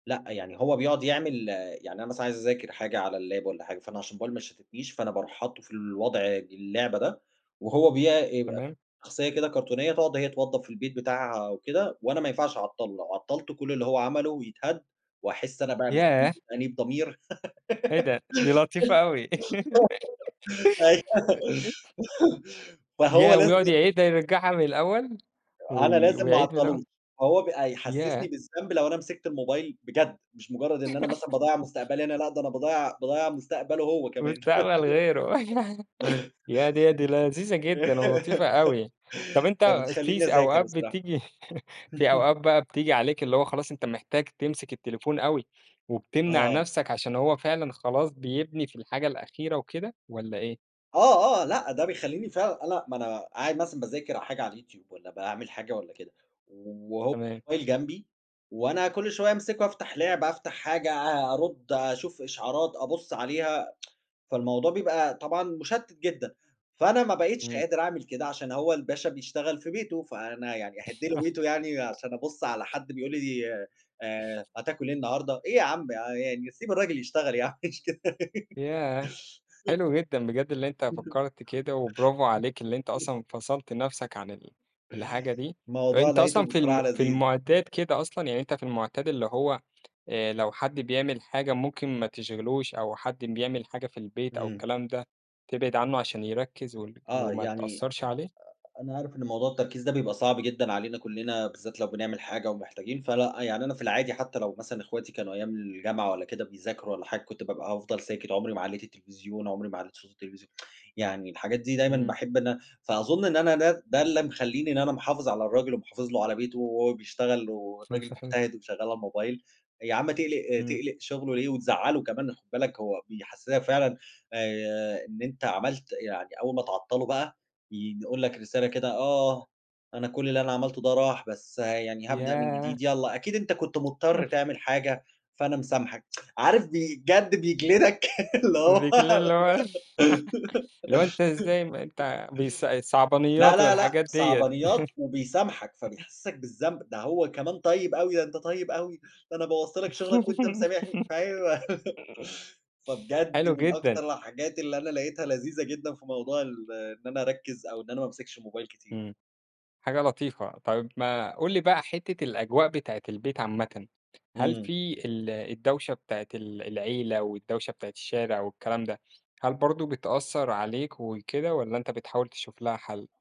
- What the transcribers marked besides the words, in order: in English: "اللاب"; giggle; laughing while speaking: "أيوه"; laugh; other background noise; laugh; laugh; chuckle; laugh; chuckle; laugh; laugh; tsk; laugh; laughing while speaking: "يعني مش كده"; laugh; tsk; tsk; unintelligible speech; unintelligible speech; laughing while speaking: "اللي هو"; laugh; tsk; laugh; laughing while speaking: "اللي هو"; laugh; chuckle; laugh; laughing while speaking: "أيوه"; tapping
- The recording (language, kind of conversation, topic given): Arabic, podcast, إزاي بتحدد لنفسك وقت شاشة مناسب كل يوم؟
- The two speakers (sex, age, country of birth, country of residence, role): male, 25-29, Egypt, Egypt, host; male, 30-34, Egypt, Germany, guest